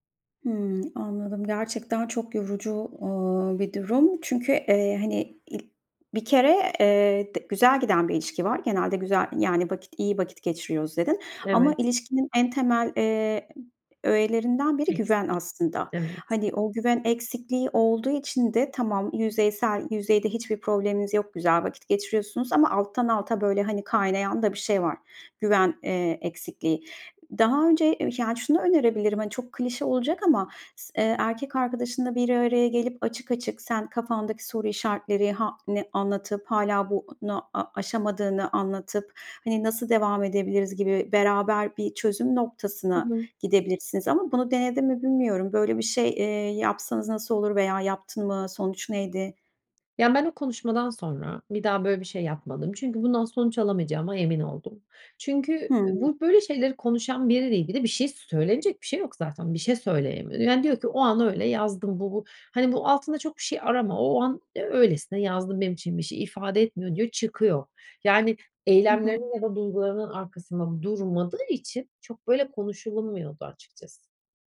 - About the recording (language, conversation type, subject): Turkish, advice, Aldatmanın ardından güveni neden yeniden inşa edemiyorum?
- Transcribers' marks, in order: other background noise; tapping; "konuşulmuyordu" said as "konuşululmuyordu"